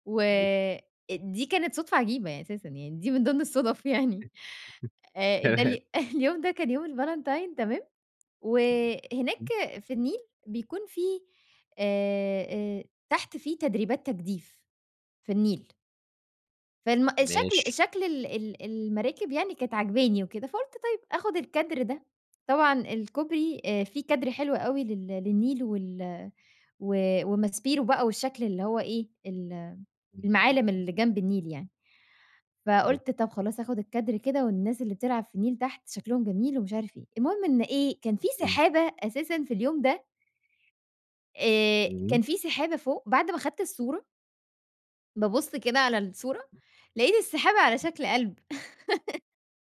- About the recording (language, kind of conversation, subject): Arabic, podcast, إيه الهواية اللي بتحب تعملها في وقت فراغك؟
- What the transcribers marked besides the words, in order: unintelligible speech; chuckle; chuckle; unintelligible speech; unintelligible speech; tapping; other background noise; laugh